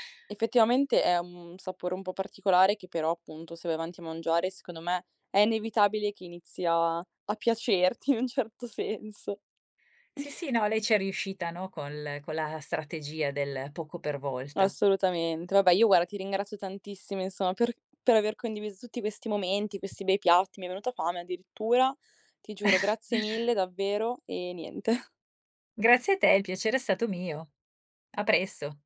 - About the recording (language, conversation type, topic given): Italian, podcast, Quale sapore ti fa pensare a tua nonna?
- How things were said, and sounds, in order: laughing while speaking: "in un certo senso"; tapping; "guarda" said as "guara"; chuckle; laughing while speaking: "niente"